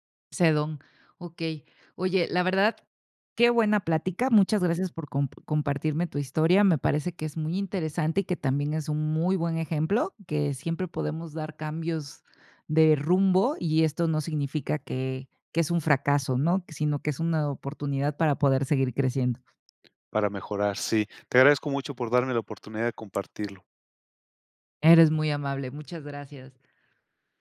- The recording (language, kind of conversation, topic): Spanish, podcast, ¿Cuál ha sido una decisión que cambió tu vida?
- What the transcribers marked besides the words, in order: tapping